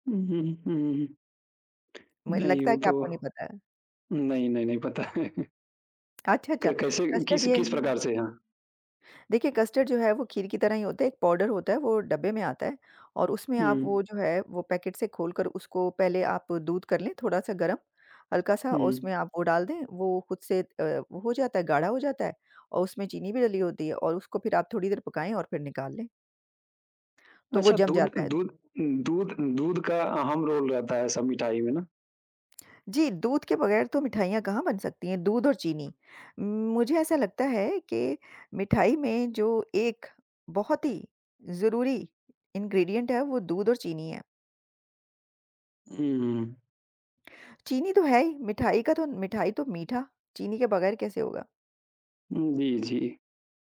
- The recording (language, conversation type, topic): Hindi, unstructured, आप कौन-सी मिठाई बनाना पूरी तरह सीखना चाहेंगे?
- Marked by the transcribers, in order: tapping; laughing while speaking: "पता है"; in English: "रोल"; other noise; in English: "इन्ग्रेडिएंट"; other background noise